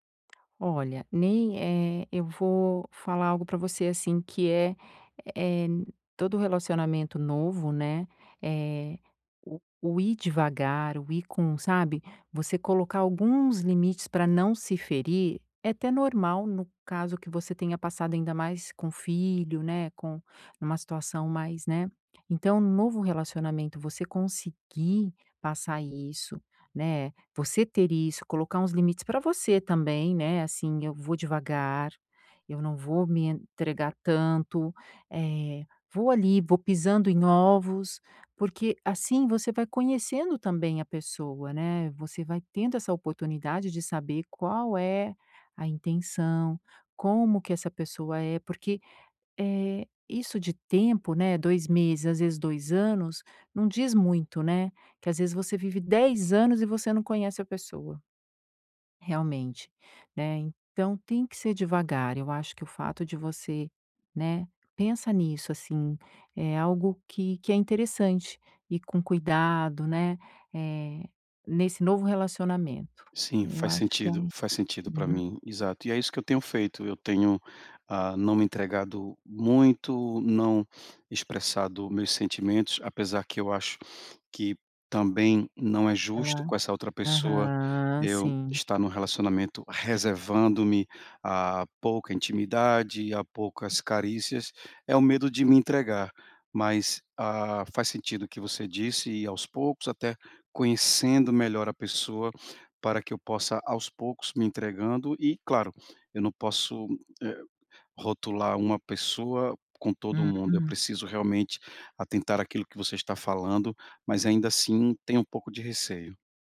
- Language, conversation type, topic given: Portuguese, advice, Como posso estabelecer limites saudáveis ao iniciar um novo relacionamento após um término?
- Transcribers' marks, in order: tapping